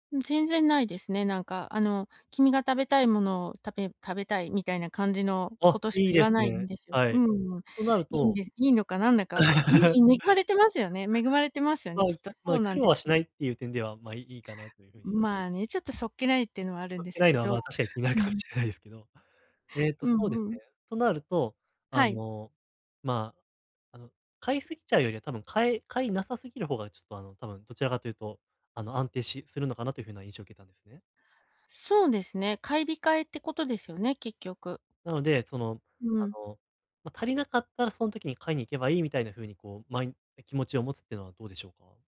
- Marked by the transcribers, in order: laugh; laughing while speaking: "気になるかもしれないですね"
- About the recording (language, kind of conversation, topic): Japanese, advice, 衝動買いを防ぐ習慣を身につけるには、何から始めればよいですか？